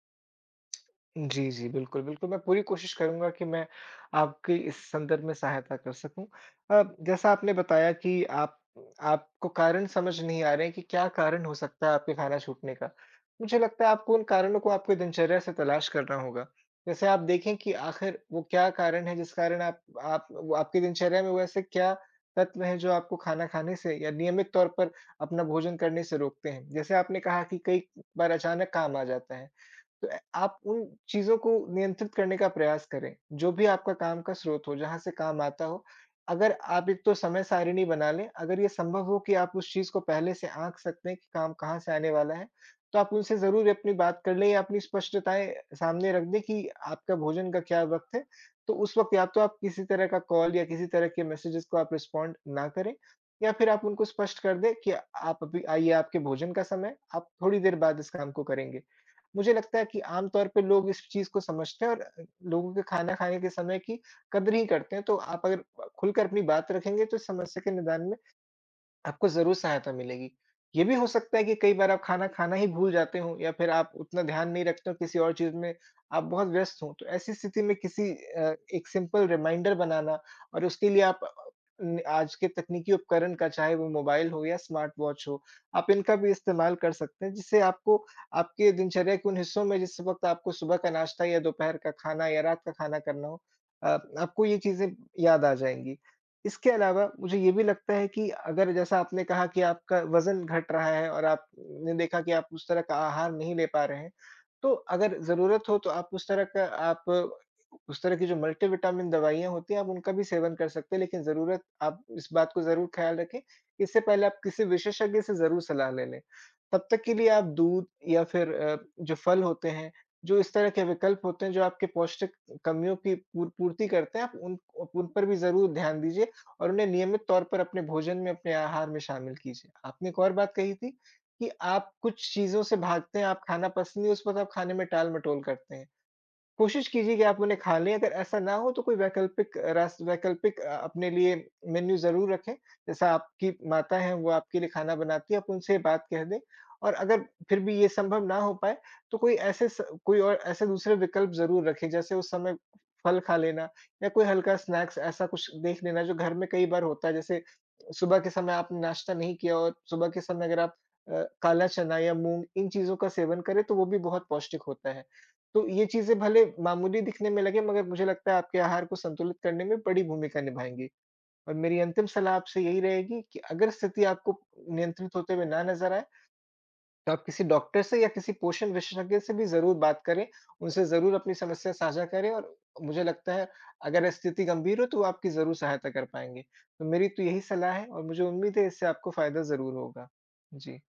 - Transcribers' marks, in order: other background noise; in English: "मेसेजेस"; in English: "रिस्पॉन्ड"; in English: "सिंपल रिमाइंडर"; in English: "स्मार्ट वॉच"; in English: "मेनू"; in English: "स्नैक्स"
- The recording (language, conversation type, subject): Hindi, advice, क्या आपका खाने का समय अनियमित हो गया है और आप बार-बार खाना छोड़ देते/देती हैं?